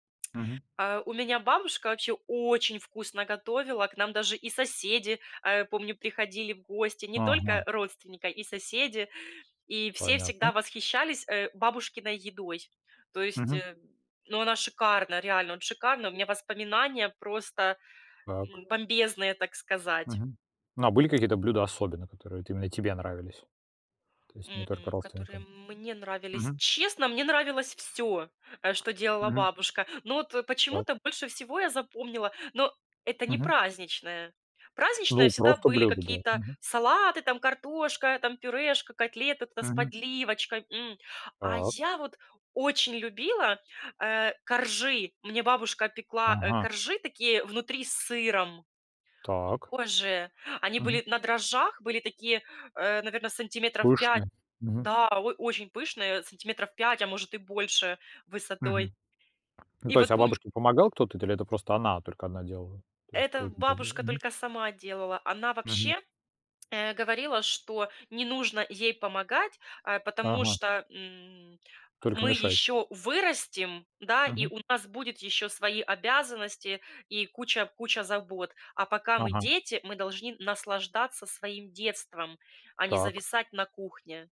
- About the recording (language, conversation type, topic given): Russian, podcast, Что для вас значит семейный обед?
- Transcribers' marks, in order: tapping; other background noise; unintelligible speech